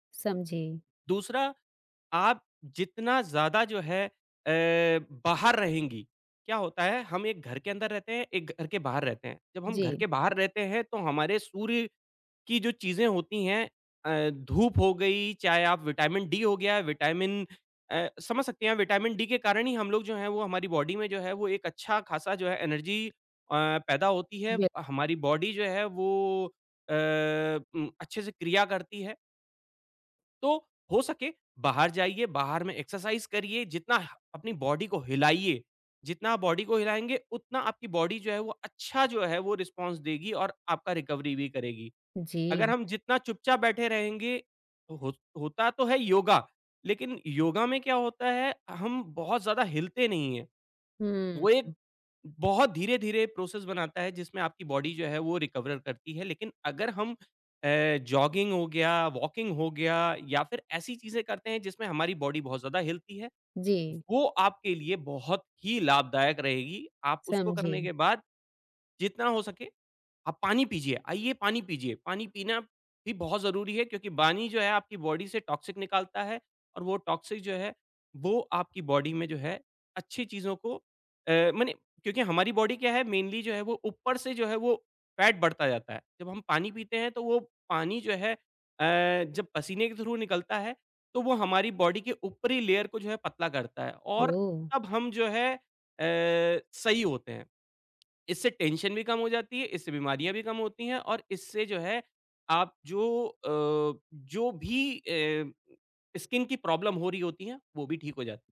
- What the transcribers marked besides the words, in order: other background noise; in English: "बॉडी"; in English: "एनर्जी"; in English: "बॉडी"; in English: "एक्सरसाइज़"; in English: "बॉडी"; in English: "बॉडी"; in English: "बॉडी"; in English: "रिस्पॉन्स"; in English: "रिकवरी"; other noise; in English: "प्रोसेस"; in English: "बॉडी"; in English: "रिकवर"; in English: "जॉगिंग"; in English: "वॉकिंग"; in English: "बॉडी"; in English: "बॉडी"; in English: "टॉक्सिक"; in English: "टॉक्सिक"; in English: "बॉडी"; in English: "बॉडी"; in English: "मेनली"; in English: "फैट"; in English: "थ्रू"; in English: "बॉडी"; in English: "लेयर"; in English: "टेंशन"; in English: "स्किन"; in English: "प्रॉब्लम"
- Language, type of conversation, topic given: Hindi, advice, कसरत के बाद प्रगति न दिखने पर निराशा